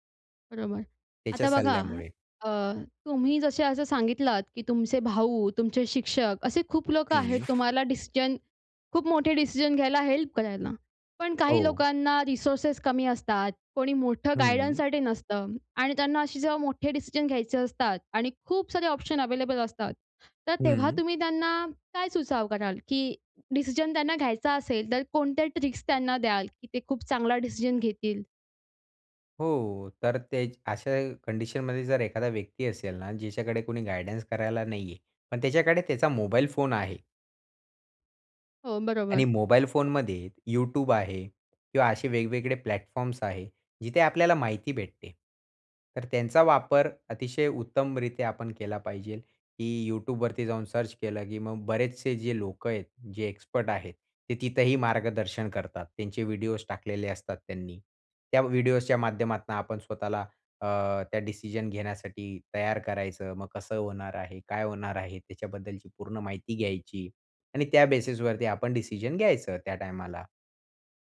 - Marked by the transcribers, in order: other background noise; in English: "हेल्प"; in English: "रिसोर्सेस"; in English: "ऑप्शन अवेलेबल"; in English: "ट्रिक्स"; in English: "प्लॅटफॉर्म्स"; in English: "सर्च"
- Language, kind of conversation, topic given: Marathi, podcast, खूप पर्याय असताना तुम्ही निवड कशी करता?